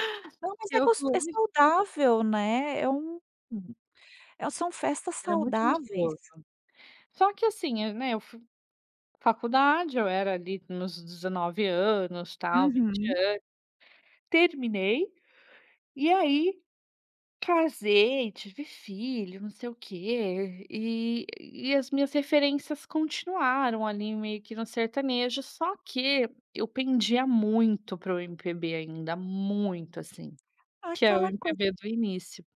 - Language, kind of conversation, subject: Portuguese, podcast, Como você descobriu sua identidade musical?
- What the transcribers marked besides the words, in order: other noise